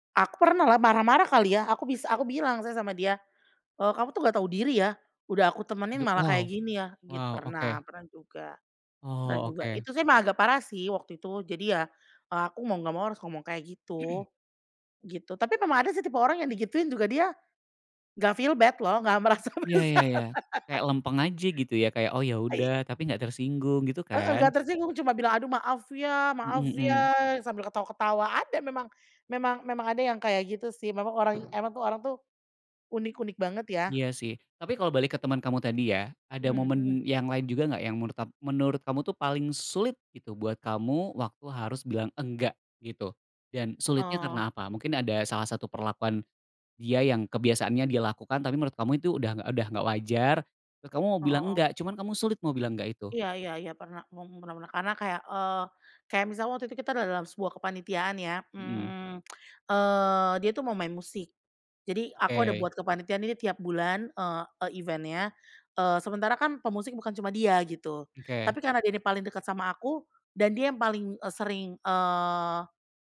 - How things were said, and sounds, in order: throat clearing; in English: "feel bad"; laughing while speaking: "merasa bersalah"; laugh; other background noise; in English: "event-nya"
- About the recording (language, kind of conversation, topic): Indonesian, podcast, Bagaimana kamu bisa menegaskan batasan tanpa membuat orang lain tersinggung?